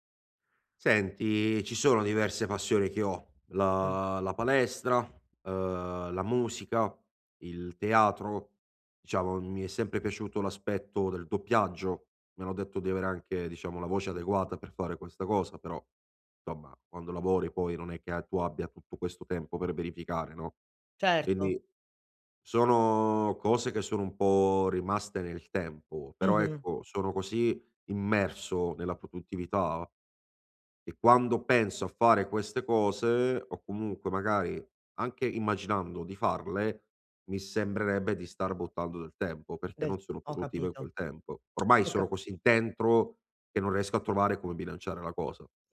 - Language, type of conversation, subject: Italian, advice, Come posso bilanciare lavoro e vita personale senza rimpianti?
- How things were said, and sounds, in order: "insomma" said as "somma"; tongue click